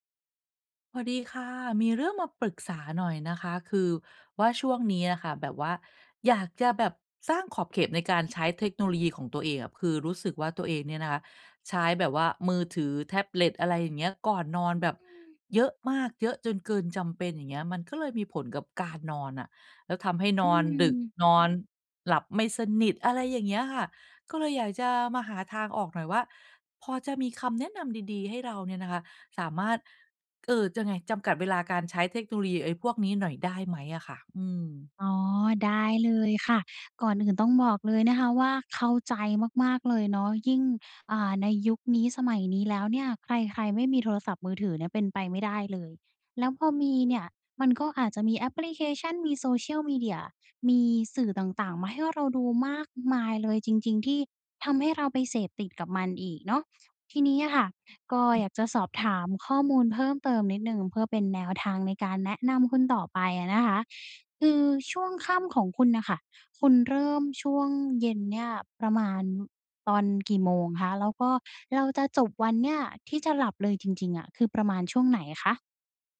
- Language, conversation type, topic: Thai, advice, ฉันควรตั้งขอบเขตการใช้เทคโนโลยีช่วงค่ำก่อนนอนอย่างไรเพื่อให้หลับดีขึ้น?
- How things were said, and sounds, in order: unintelligible speech